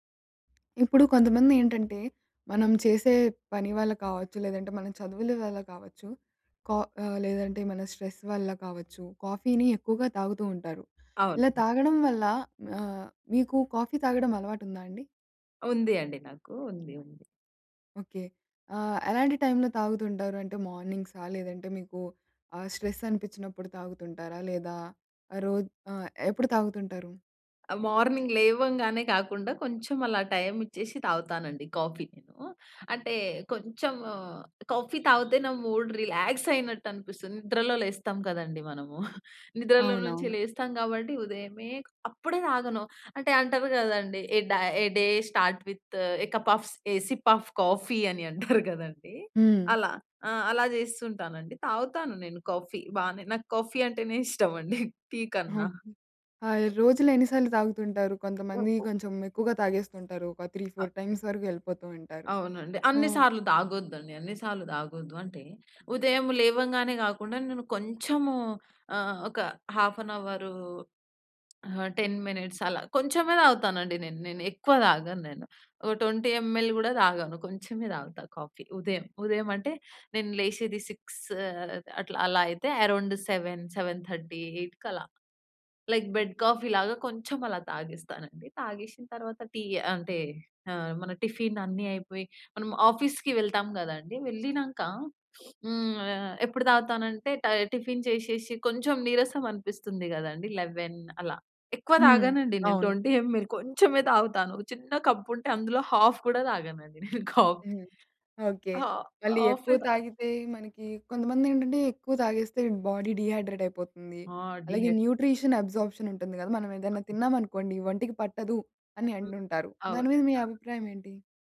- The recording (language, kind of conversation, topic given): Telugu, podcast, కాఫీ మీ రోజువారీ శక్తిని ఎలా ప్రభావితం చేస్తుంది?
- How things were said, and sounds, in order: tapping; in English: "స్ట్రెస్"; in English: "స్ట్రెస్"; in English: "మార్నింగ్"; in English: "మూడ్ రిలాక్స్"; chuckle; in English: "ఎ డే స్టార్ట్ విత్ ఎ కప్ ఆఫ్‌స్ ఎ సిప్ ఆఫ్ కాఫీ"; giggle; giggle; other background noise; in English: "త్రీ ఫోర్ టైమ్స్"; in English: "హాఫ్ అన్ అవర్"; in English: "టెన్ మినిట్స్"; in English: "ట్వెంటీ ఎంఎల్"; in English: "సిక్స్"; in English: "అరౌండ్ సెవెన్ సెవెన్ థర్టీ ఎయిట్‌కి"; in English: "లైక్ బెడ్"; in English: "ఆఫీస్‌కి"; sniff; in English: "లెవెన్"; in English: "ట్వెంటీ ఎంఎల్"; in English: "కప్"; in English: "హాఫ్"; laughing while speaking: "కాఫీ"; in English: "బాడీ డీహైడ్రేట్"; in English: "న్యూట్రిషన్ అబ్‌సార్ప్‌షన్"